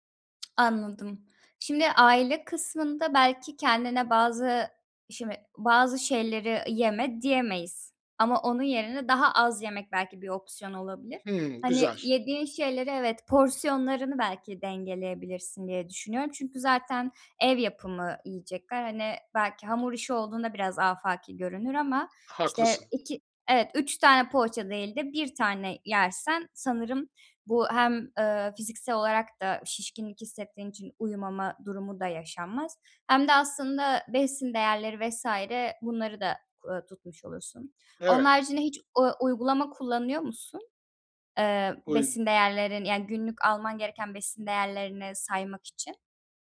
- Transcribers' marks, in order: tsk; other background noise
- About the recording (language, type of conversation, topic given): Turkish, advice, Seyahat veya taşınma sırasında yaratıcı alışkanlıklarınız nasıl bozuluyor?